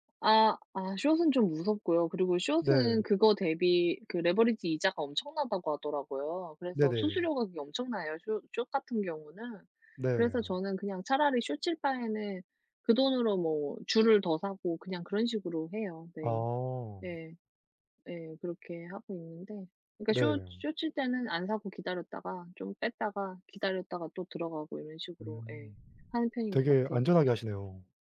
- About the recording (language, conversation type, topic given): Korean, unstructured, 정치 이야기를 하면서 좋았던 경험이 있나요?
- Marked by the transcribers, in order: tapping